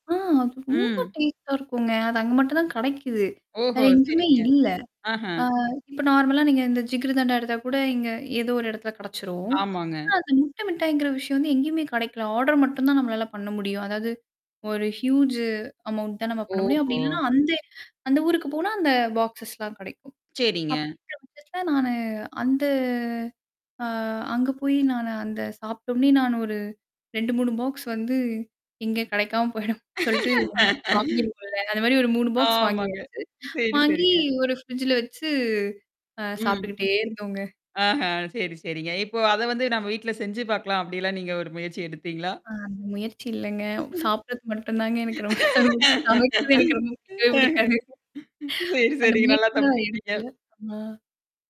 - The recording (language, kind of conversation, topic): Tamil, podcast, உங்களுக்கு ஆறுதல் தரும் உணவு எது, அது ஏன் உங்களுக்கு ஆறுதலாக இருக்கிறது?
- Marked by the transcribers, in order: static; distorted speech; "கிடைக்குது" said as "கடைக்குது"; in English: "நார்மலா"; other background noise; "கிடைக்கல" said as "கடைக்கல"; in English: "ஆர்டர்"; other noise; in English: "ஹியூஜ் அமௌண்ட்"; in English: "பாக்ஸஸ்லாம்"; "கிடைக்கும்" said as "கடைக்கும்"; drawn out: "அந்த"; in English: "பாக்ஸ்"; laughing while speaking: "ஆமாங்க"; drawn out: "சாப்புட்டுக்கிட்டே"; tapping; laughing while speaking: "ம்ஹ்ம். சரி, சரிங்க. நல்லா தப்பிச்சுக்கிட்டீங்க"; laughing while speaking: "ரொம்ப புடிக்கும். சமைக்கிறது எனக்கு ரொம்ப புடிக்கவே புடிக்காது"; mechanical hum